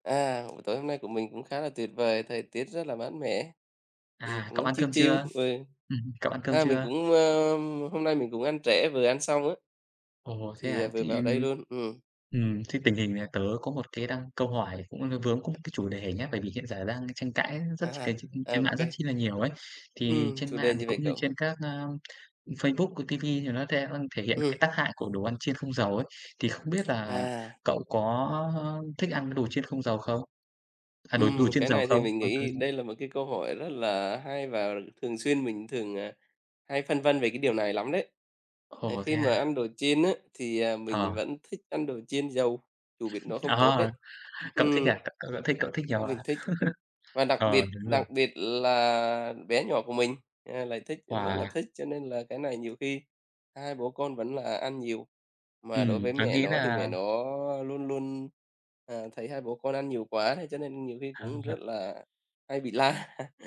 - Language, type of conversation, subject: Vietnamese, unstructured, Tại sao nhiều người vẫn thích ăn đồ chiên ngập dầu dù biết không tốt?
- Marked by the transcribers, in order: tapping; other background noise; in English: "chill chill"; unintelligible speech; laugh; laughing while speaking: "À"; laugh; laughing while speaking: "la"